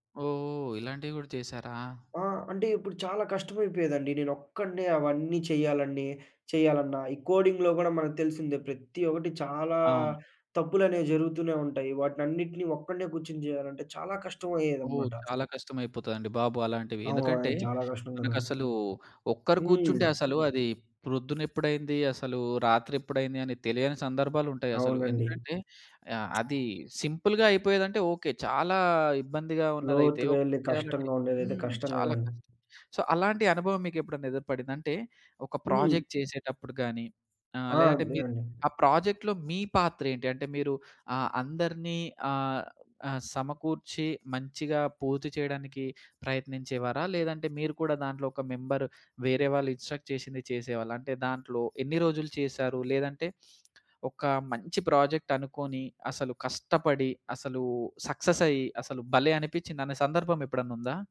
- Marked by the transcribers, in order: other background noise; in English: "కోడింగ్‌లో"; in English: "సింపుల్‌గా"; in English: "సో"; in English: "ప్రాజెక్ట్"; in English: "ప్రాజెక్ట్‌లో"; in English: "ఇన్స్ట్రక్ట్"; sniff
- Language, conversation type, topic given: Telugu, podcast, మీరు కలిసి పని చేసిన ఉత్తమ అనుభవం గురించి చెప్పగలరా?
- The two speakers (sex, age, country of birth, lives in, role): male, 20-24, India, India, guest; male, 25-29, India, India, host